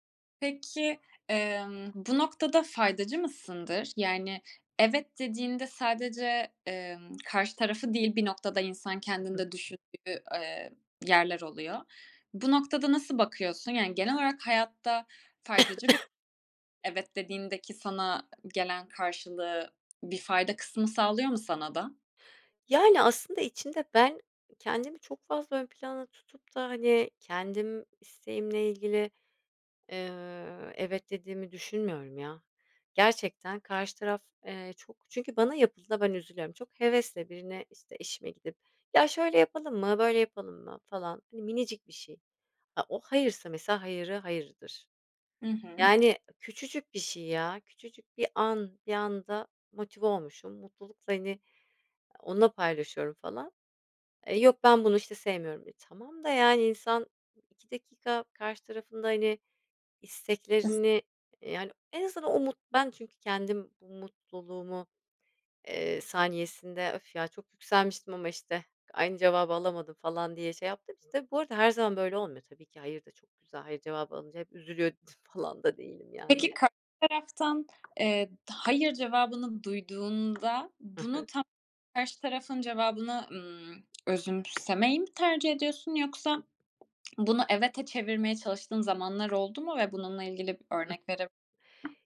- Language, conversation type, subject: Turkish, podcast, Açıkça “hayır” demek sana zor geliyor mu?
- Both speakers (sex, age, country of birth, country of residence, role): female, 25-29, Turkey, Spain, host; female, 40-44, Turkey, Spain, guest
- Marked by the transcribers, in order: other background noise; cough; tapping; giggle; scoff; swallow